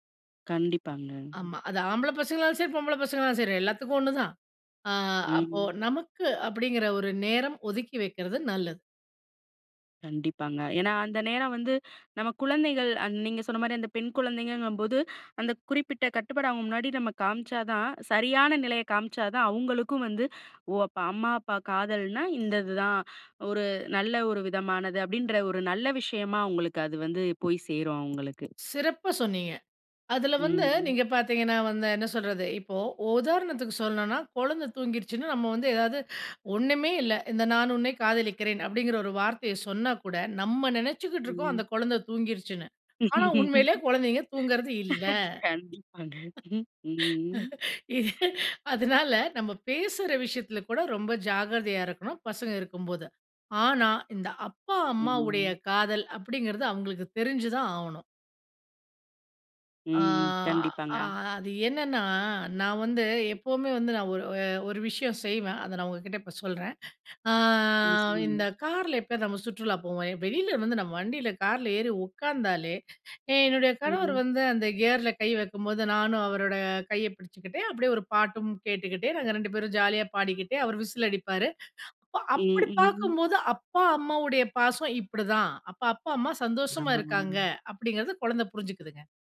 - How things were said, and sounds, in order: other background noise; tapping; "உதாரணத்துக்கு" said as "ஓதாரணத்துக்கு"; laugh; laughing while speaking: "கண்டிப்பாங்க. ம்ஹ்ம். ம்"; laugh; laughing while speaking: "அதுனால"; drawn out: "அ"; drawn out: "அ"
- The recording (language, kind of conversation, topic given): Tamil, podcast, குழந்தைகள் பிறந்த பிறகு காதல் உறவை எப்படி பாதுகாப்பீர்கள்?